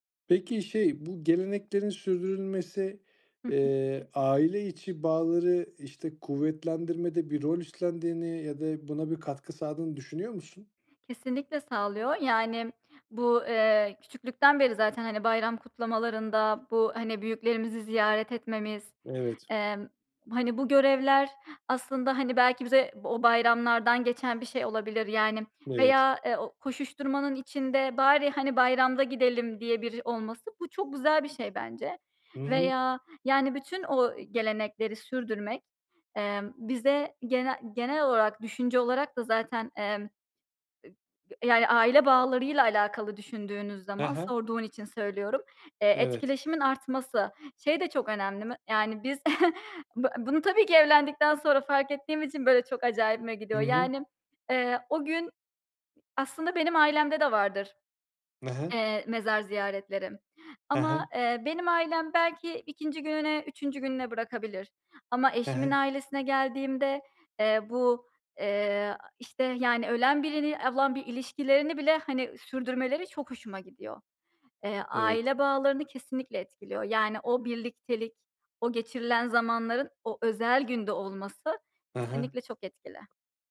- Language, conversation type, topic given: Turkish, podcast, Bayramlarda ya da kutlamalarda seni en çok etkileyen gelenek hangisi?
- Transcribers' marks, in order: unintelligible speech; chuckle